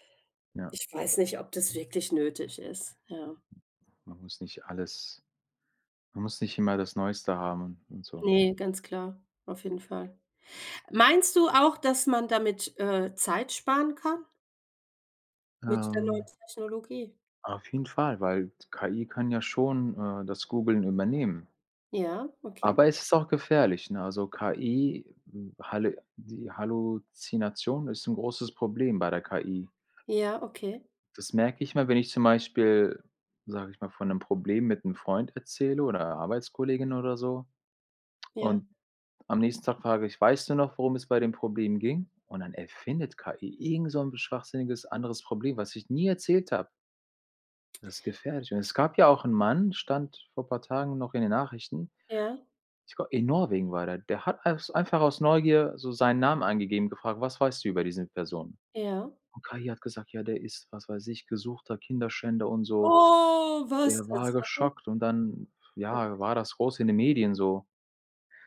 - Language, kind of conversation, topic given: German, unstructured, Wie verändert Technologie unseren Alltag wirklich?
- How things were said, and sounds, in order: drawn out: "Oh"; unintelligible speech